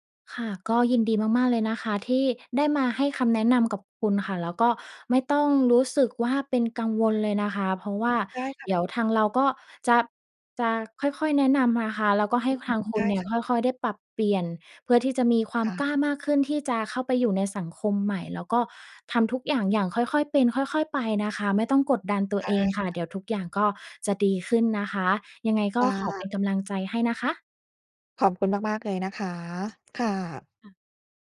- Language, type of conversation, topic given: Thai, advice, คุณรู้สึกวิตกกังวลเวลาเจอคนใหม่ๆ หรืออยู่ในสังคมหรือไม่?
- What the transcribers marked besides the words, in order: other background noise